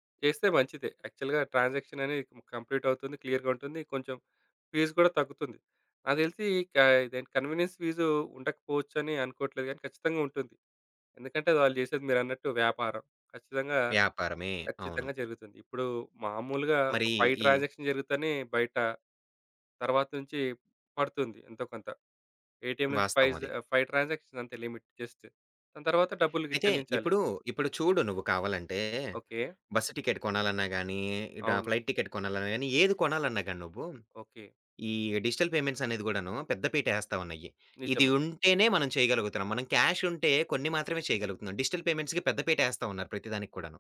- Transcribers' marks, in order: in English: "యాక్చువల్‌గా"; in English: "ఫీస్"; in English: "కన్వీనియన్స్"; tapping; in English: "ఫైవ్ ట్రాన్సాక్షన్"; in English: "ఏటీఎం"; in English: "ఫైవ్ ట్రాన్సాక్షన్స్"; in English: "లిమిట్"; in English: "ఫ్లైట్ టికెట్"; in English: "డిజిటల్"; in English: "డిజిటల్ పేమెంట్స్‌కి"
- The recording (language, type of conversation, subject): Telugu, podcast, డిజిటల్ చెల్లింపులు పూర్తిగా అమలులోకి వస్తే మన జీవితం ఎలా మారుతుందని మీరు భావిస్తున్నారు?